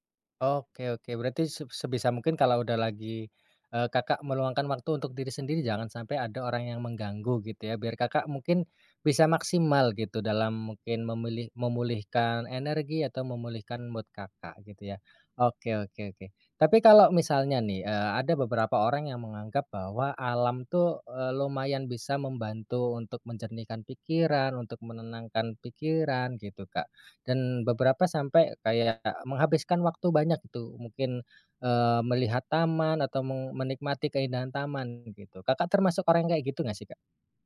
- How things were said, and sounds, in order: in English: "mood"
- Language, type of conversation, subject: Indonesian, podcast, Gimana cara kalian mengatur waktu berkualitas bersama meski sibuk bekerja dan kuliah?